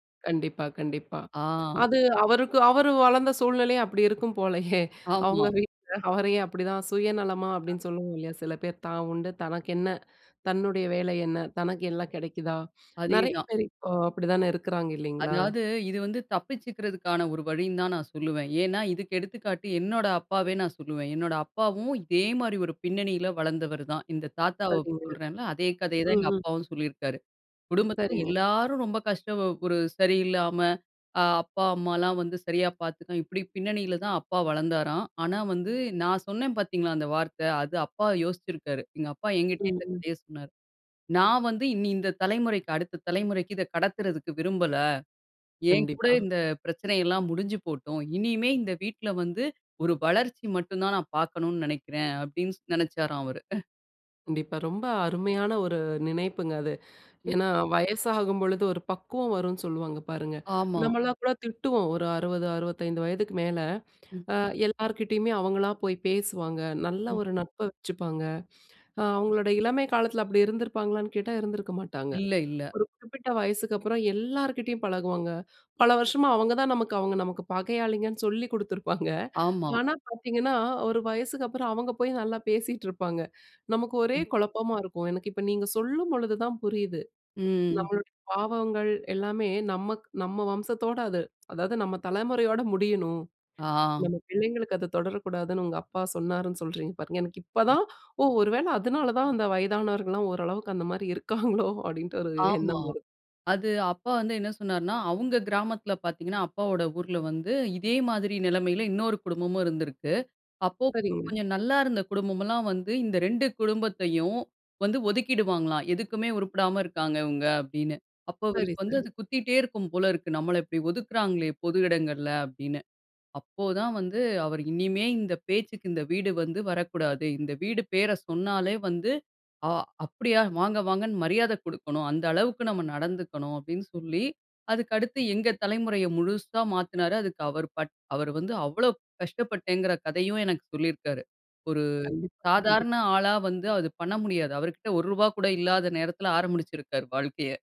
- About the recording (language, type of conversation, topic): Tamil, podcast, உங்கள் முன்னோர்களிடமிருந்து தலைமுறைதோறும் சொல்லிக்கொண்டிருக்கப்படும் முக்கியமான கதை அல்லது வாழ்க்கைப் பாடம் எது?
- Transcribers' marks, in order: laughing while speaking: "போலயே"; chuckle; other background noise; other noise; chuckle; laughing while speaking: "நல்லா பேசிட்ருப்பாங்க"; laughing while speaking: "இருக்காங்களோ, அப்டின்ற ஒரு எண்ணம் வருது"